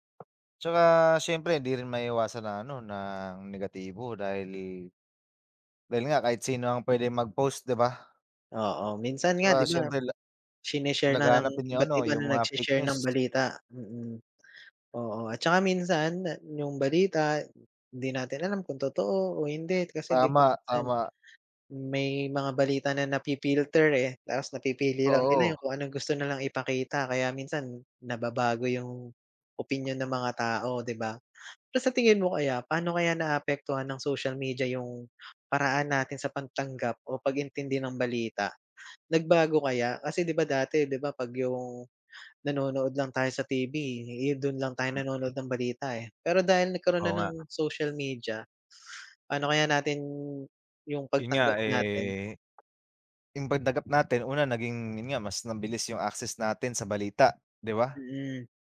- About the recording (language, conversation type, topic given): Filipino, unstructured, Ano ang palagay mo sa epekto ng midyang panlipunan sa balita?
- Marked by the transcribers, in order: other background noise